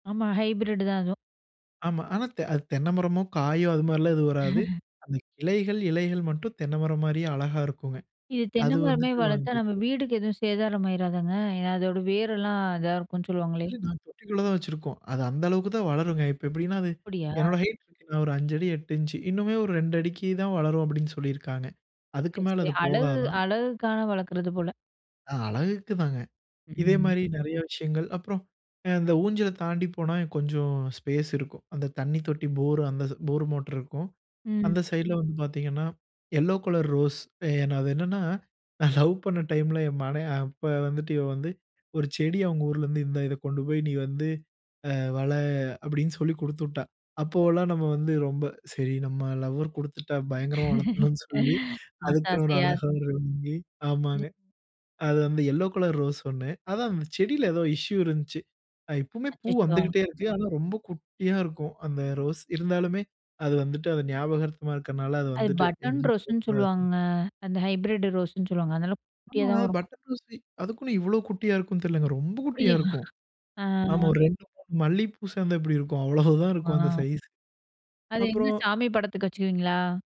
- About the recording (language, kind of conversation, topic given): Tamil, podcast, உங்கள் தோட்டத்தில் ஒரு செடியை வளர்ப்பதில் உங்களுக்கு கிடைக்கும் மகிழ்ச்சி என்ன?
- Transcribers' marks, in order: in English: "ஹைப்ரிட்"; laugh; in English: "ஹைட்"; in English: "ஸ்பேஸ்"; in English: "போர் மோட்ரு"; in English: "எல்லோ கலர் ரோஸ்"; laughing while speaking: "நான் லவ்"; other noise; laugh; unintelligible speech; in English: "எல்லோ கலர் ரோஸ்"; in English: "இஷ்யூ"; in English: "பட்டன் ரோஸ்ன்னு"; in English: "ஹைப்ரிட் ரோஸ்ன்னு"; in English: "பட்டர் ரோஸ்லயும்"; laughing while speaking: "அவ்ளோதான் இருக்கும்"